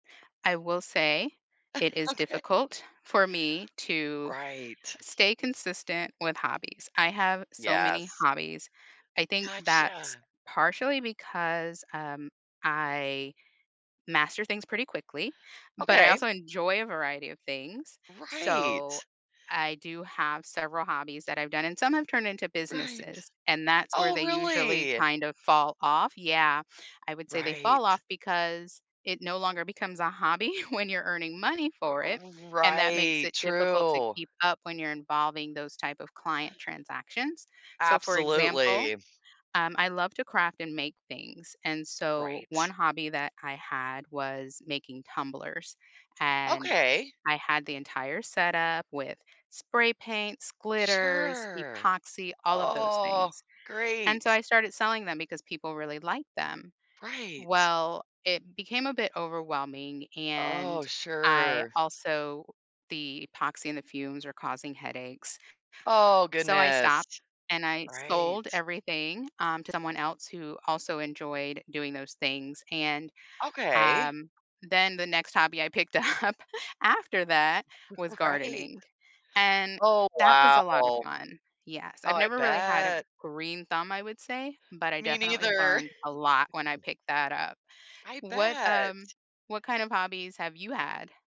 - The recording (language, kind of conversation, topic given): English, unstructured, What helps you keep up with your hobbies over time?
- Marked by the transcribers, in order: chuckle; laughing while speaking: "Okay"; laughing while speaking: "hobby"; tapping; laughing while speaking: "up"; other background noise; laughing while speaking: "Right"; chuckle; throat clearing